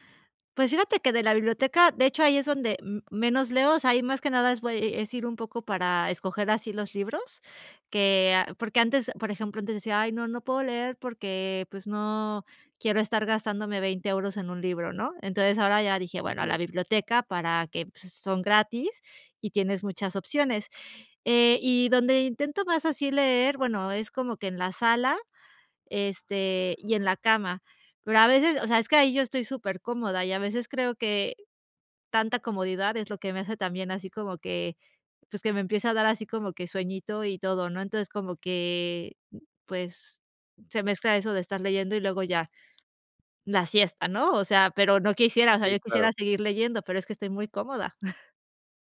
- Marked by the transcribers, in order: chuckle
- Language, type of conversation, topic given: Spanish, advice, ¿Por qué no logro leer todos los días aunque quiero desarrollar ese hábito?